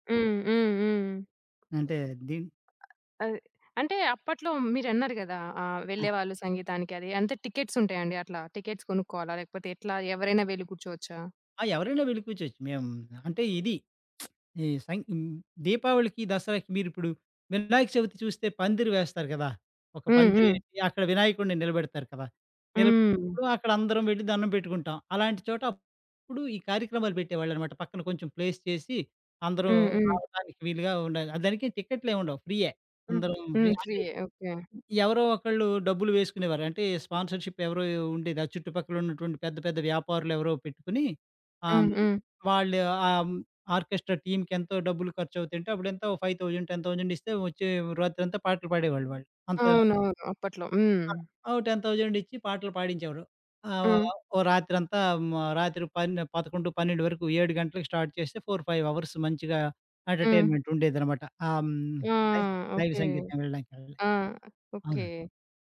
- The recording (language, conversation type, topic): Telugu, podcast, ప్రత్యక్ష సంగీత కార్యక్రమానికి ఎందుకు వెళ్తారు?
- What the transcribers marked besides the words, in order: other background noise; in English: "టికెట్స్"; in English: "టికెట్స్"; lip smack; in English: "ప్లేస్"; in English: "ఫ్రీ"; in English: "స్పాన్సర్‌షిప్"; in English: "ఆర్కెస్ట్రా"; in English: "ఫైవ్ థౌసండ్ టెన్ థౌసండ్"; in English: "టెన్ థౌసండ్"; in English: "స్టార్ట్"; in English: "ఫోర్ ఫైవ్ అవర్స్"; in English: "లై లైవ్"